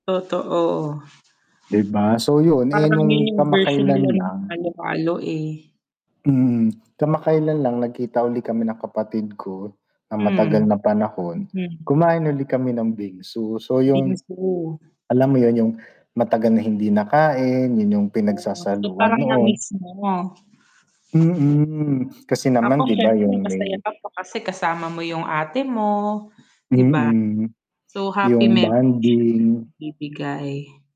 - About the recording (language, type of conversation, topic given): Filipino, unstructured, Anong pagkain ang palaging nagpapasaya sa iyo?
- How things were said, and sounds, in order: mechanical hum; other background noise; static; tapping; other noise; distorted speech